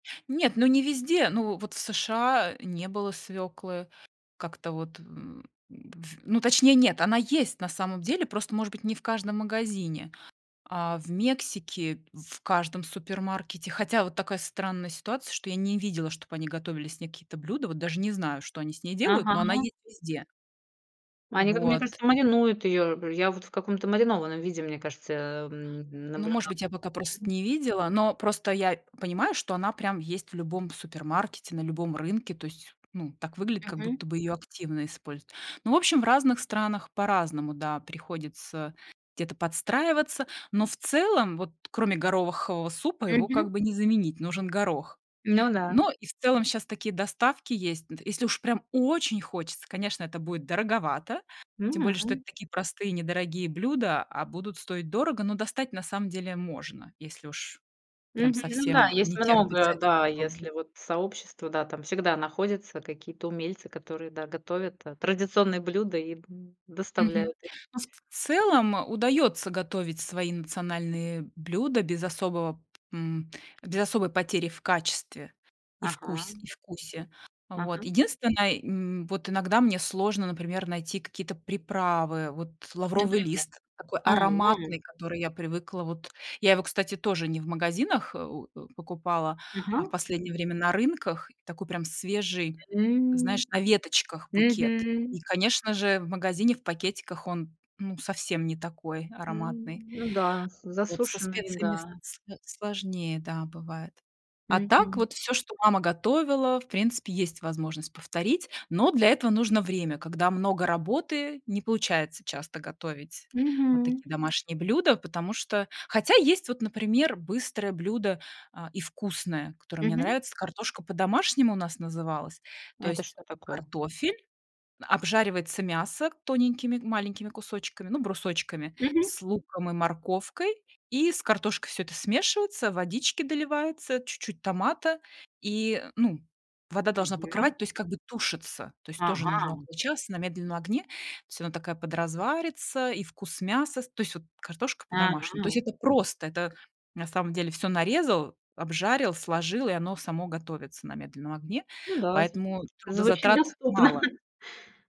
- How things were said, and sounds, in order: other background noise; tapping; chuckle
- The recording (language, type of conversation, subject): Russian, podcast, Какие блюда в вашей семье связаны с традициями и почему именно они?